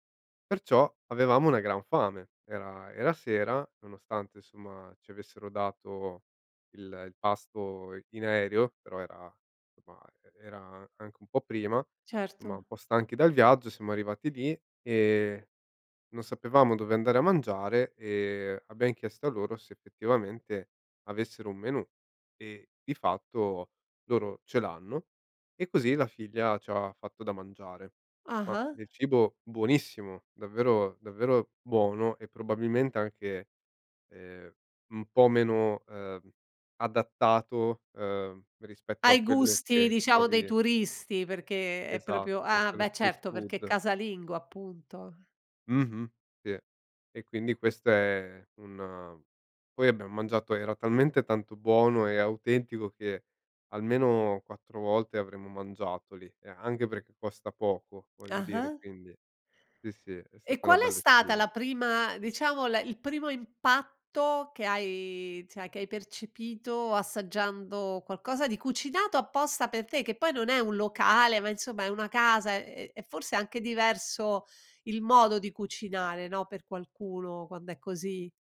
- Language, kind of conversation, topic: Italian, podcast, Com’è stato assaggiare dei piatti casalinghi preparati da una famiglia del posto?
- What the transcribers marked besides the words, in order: "insomma" said as "oma"; "proprio" said as "propio"; "cioè" said as "ceh"